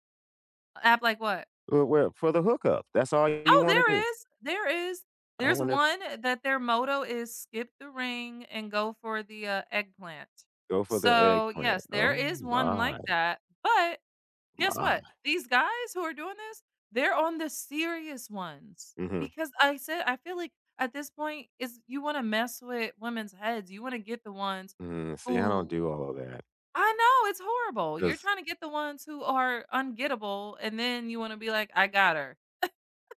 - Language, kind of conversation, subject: English, unstructured, How do you handle romantic expectations that don’t match your own?
- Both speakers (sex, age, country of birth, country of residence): female, 35-39, United States, United States; male, 60-64, United States, United States
- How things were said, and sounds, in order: tapping; scoff